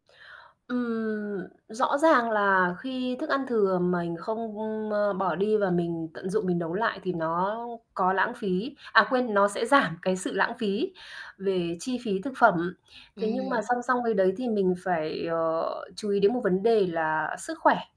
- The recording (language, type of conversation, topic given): Vietnamese, podcast, Bạn thường biến đồ ăn thừa thành món mới như thế nào?
- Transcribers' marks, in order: tapping